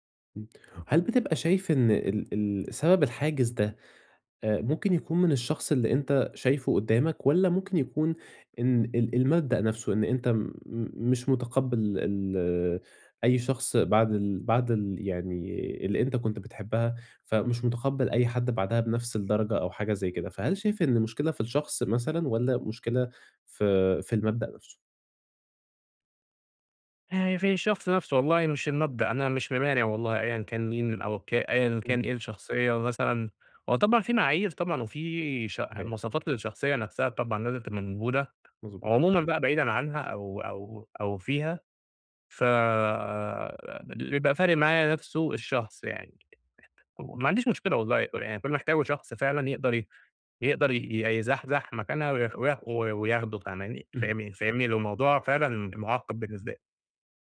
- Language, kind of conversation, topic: Arabic, advice, إزاي أوازن بين ذكرياتي والعلاقات الجديدة من غير ما أحس بالذنب؟
- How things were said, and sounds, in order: none